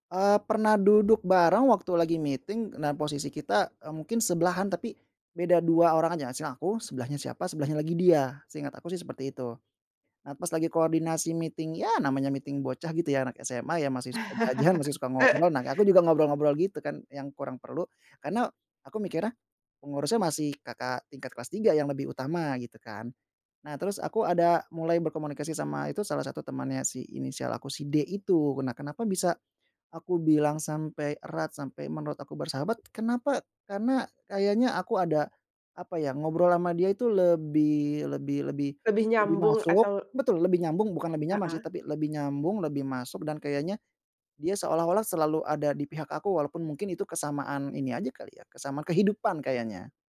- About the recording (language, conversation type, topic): Indonesian, podcast, Bisakah kamu menceritakan pertemuan tak terduga yang berujung pada persahabatan yang erat?
- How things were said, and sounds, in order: in English: "meeting"; in English: "meeting"; in English: "meeting"; laugh; tapping